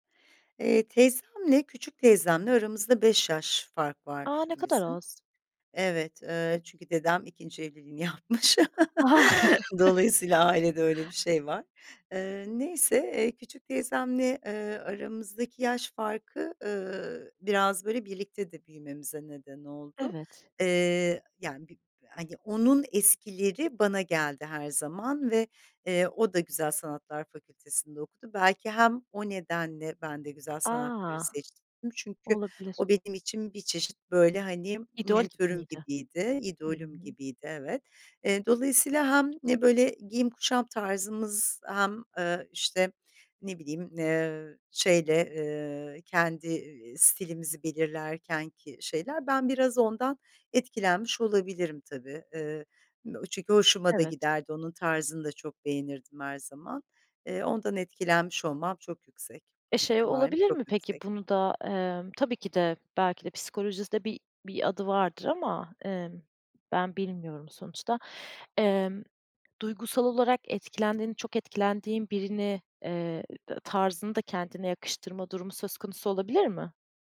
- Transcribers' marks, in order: chuckle
- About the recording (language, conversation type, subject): Turkish, podcast, Stil değişimine en çok ne neden oldu, sence?